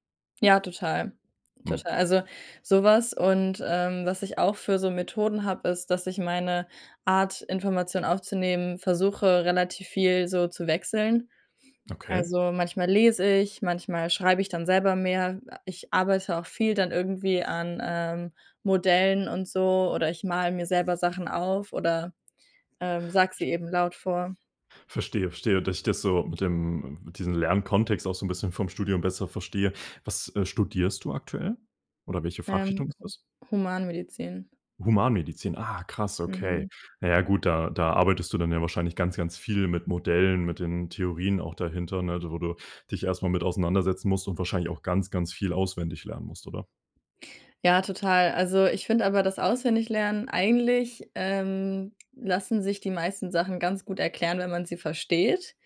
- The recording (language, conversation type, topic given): German, podcast, Wie bleibst du langfristig beim Lernen motiviert?
- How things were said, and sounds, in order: none